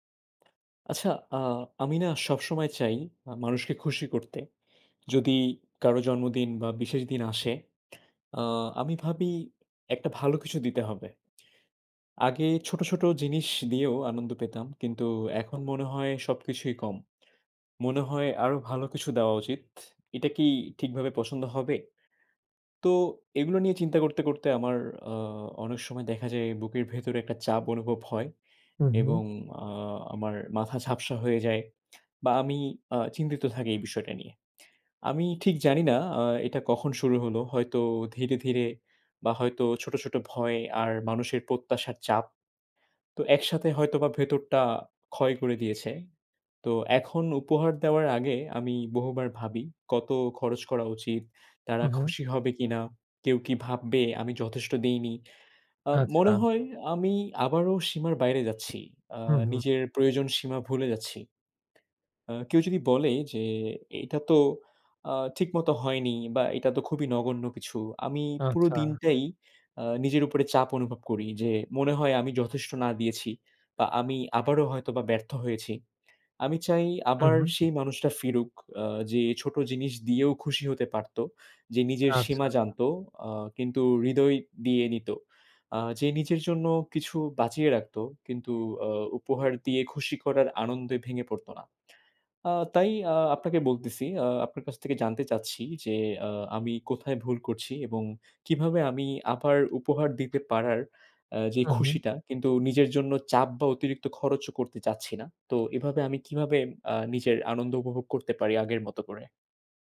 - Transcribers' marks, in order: horn
- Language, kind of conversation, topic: Bengali, advice, উপহার দিতে গিয়ে আপনি কীভাবে নিজেকে অতিরিক্ত খরচে ফেলেন?